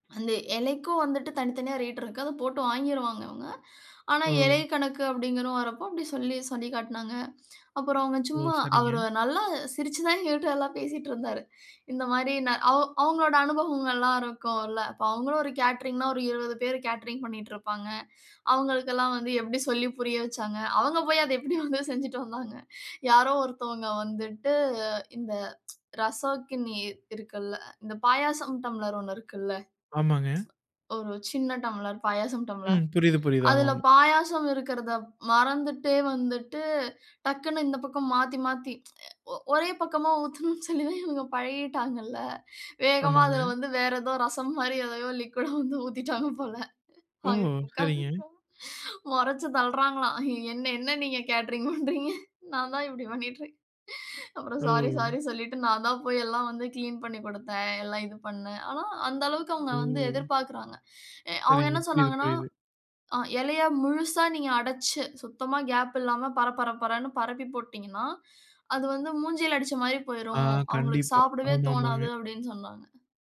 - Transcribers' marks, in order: chuckle; laughing while speaking: "போய் அத எப்டி வந்து செஞ்சுட்டு வந்தாங்க?"; tsk; tsk; chuckle; tsk; laughing while speaking: "ஊத்துணுன்னு சொல்லி தான் இவங்க பழகிட்டாங்கல்ல … எல்லாம் இது பண்ணினேன்"; in English: "லிக்விட்டா"; unintelligible speech; other background noise
- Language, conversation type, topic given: Tamil, podcast, வீட்டிலேயே உணவைத் தட்டில் அழகாக அலங்கரித்து பரிமாற எளிய குறிப்புகள் என்ன?